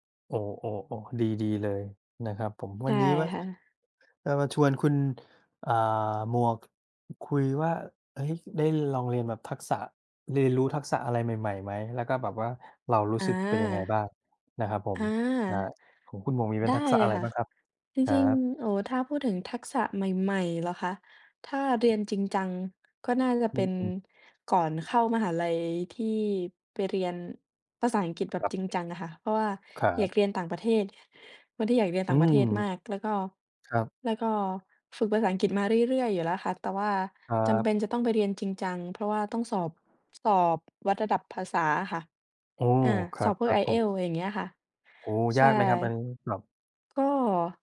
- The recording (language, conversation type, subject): Thai, unstructured, คุณเคยลองเรียนรู้ทักษะใหม่ๆ แล้วรู้สึกอย่างไรบ้าง?
- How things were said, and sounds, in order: tapping; other noise; other background noise